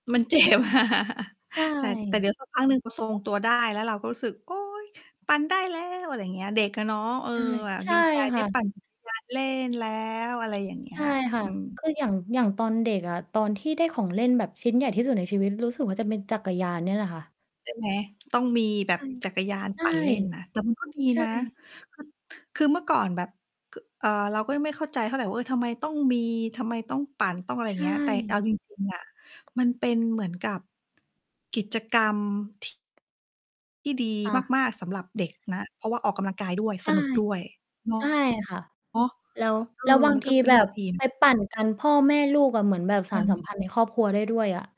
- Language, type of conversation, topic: Thai, unstructured, ช่วงเวลาใดที่ทำให้คุณคิดถึงวัยเด็กมากที่สุด?
- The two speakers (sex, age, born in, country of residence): female, 25-29, Thailand, Thailand; female, 40-44, Thailand, Thailand
- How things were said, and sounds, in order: static; laughing while speaking: "เจ็บ"; laugh; distorted speech; put-on voice: "โอ๊ย ปั่นได้แล้ว"; mechanical hum; tapping; unintelligible speech